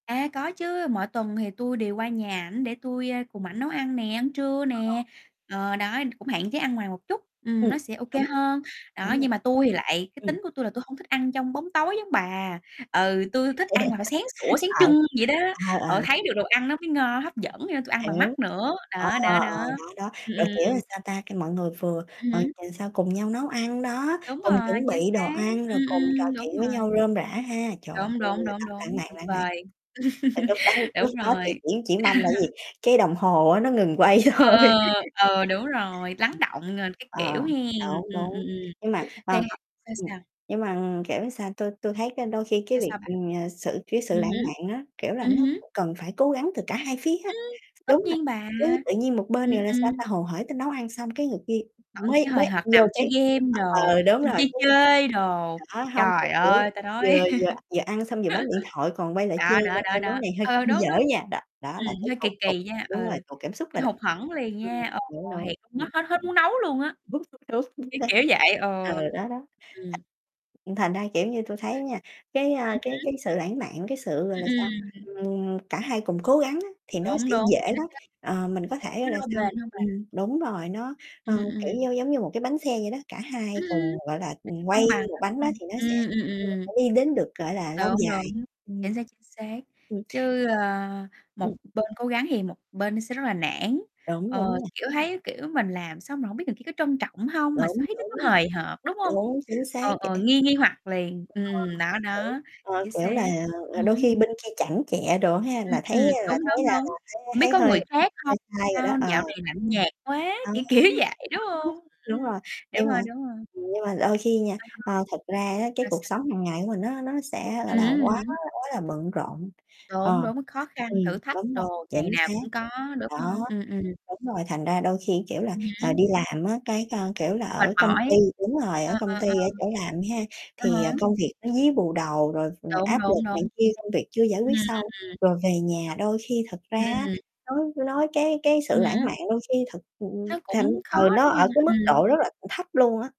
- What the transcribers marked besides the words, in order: static; distorted speech; tapping; other background noise; laugh; unintelligible speech; unintelligible speech; laugh; laughing while speaking: "thôi"; laugh; laugh; unintelligible speech; laughing while speaking: "Đúng"; unintelligible speech; mechanical hum; unintelligible speech; unintelligible speech; laughing while speaking: "kiểu"
- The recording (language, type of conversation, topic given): Vietnamese, unstructured, Làm thế nào để giữ được sự lãng mạn trong các mối quan hệ lâu dài?